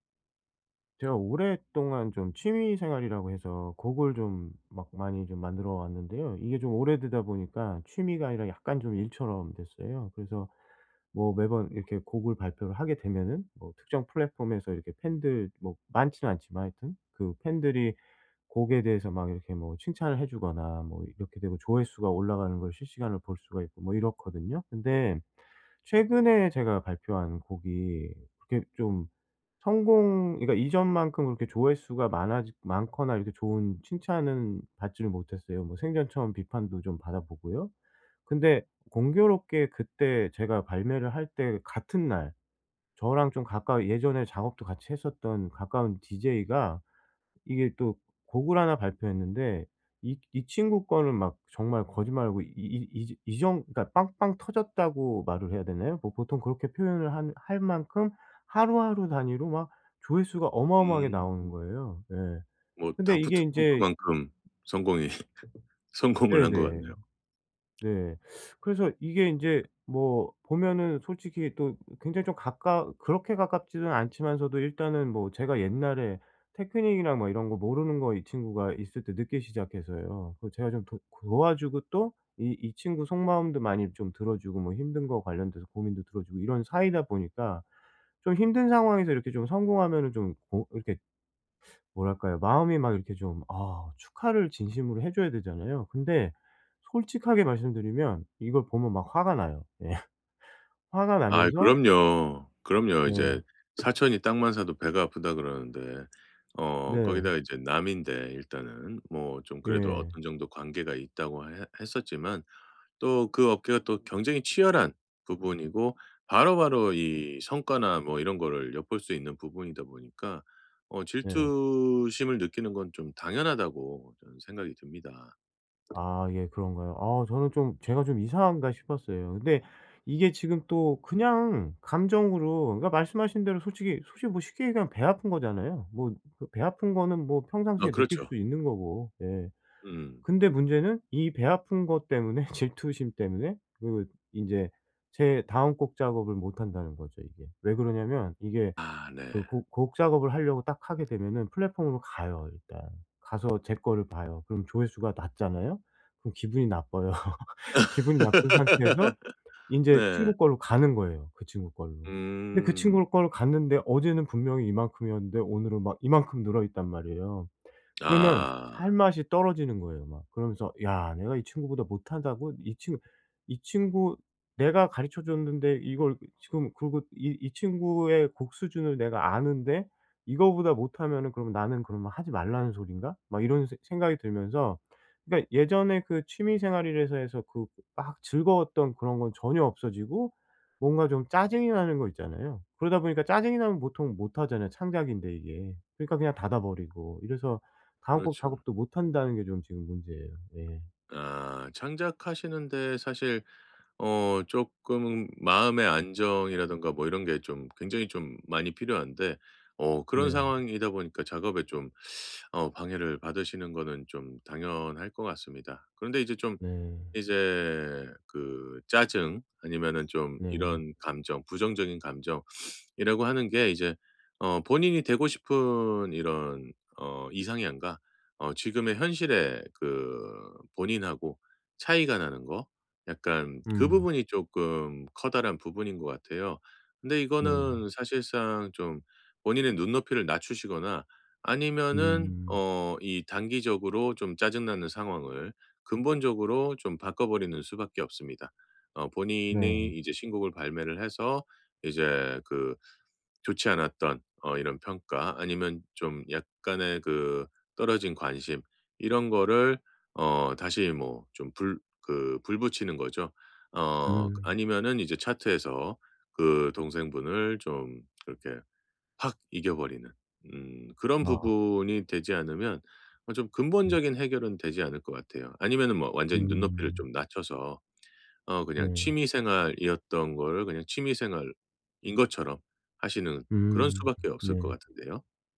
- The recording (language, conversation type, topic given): Korean, advice, 친구의 성공을 보면 왜 자꾸 질투가 날까요?
- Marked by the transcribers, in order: laughing while speaking: "성공이 성공을"; tapping; other background noise; laughing while speaking: "예"; laughing while speaking: "때문에"; laughing while speaking: "나빠요"; laugh; sniff